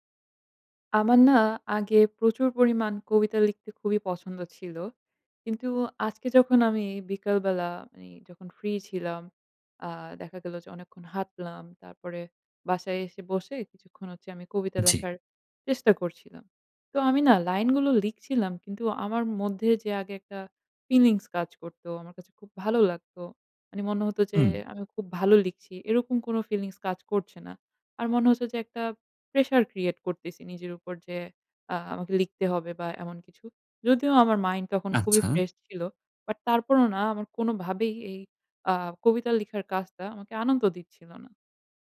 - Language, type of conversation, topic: Bengali, advice, আপনার আগ্রহ কীভাবে কমে গেছে এবং আগে যে কাজগুলো আনন্দ দিত, সেগুলো এখন কেন আর আনন্দ দেয় না?
- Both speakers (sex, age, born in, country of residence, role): female, 20-24, Bangladesh, Bangladesh, user; male, 30-34, Bangladesh, Germany, advisor
- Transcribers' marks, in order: in English: "ফিলিংস"; in English: "ফিলিংস"; in English: "ক্রিয়েট"; in English: "মাইন্ড"